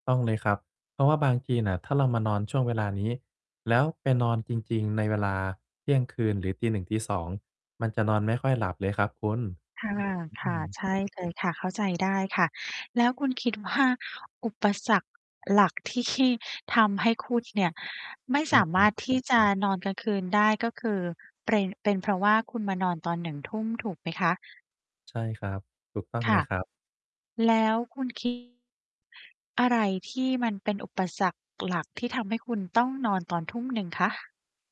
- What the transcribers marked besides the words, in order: other background noise; distorted speech; laughing while speaking: "ว่า"; static
- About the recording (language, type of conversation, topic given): Thai, advice, ฉันจะสร้างนิสัยอะไรได้บ้างเพื่อให้มีความคืบหน้าอย่างต่อเนื่อง?